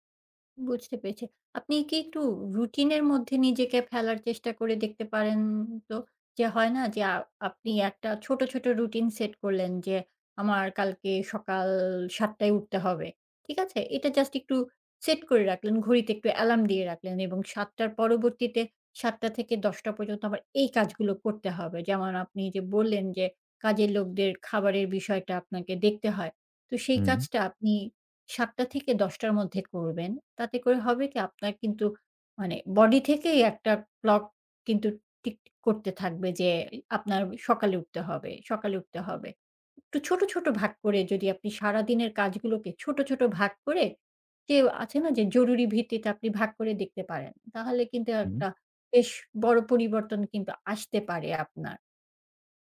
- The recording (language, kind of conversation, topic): Bengali, advice, নিয়মিত দেরিতে ওঠার কারণে কি আপনার দিনের অনেকটা সময় নষ্ট হয়ে যায়?
- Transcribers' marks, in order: tapping; in English: "just"; in English: "set"; in English: "body"; in English: "clock"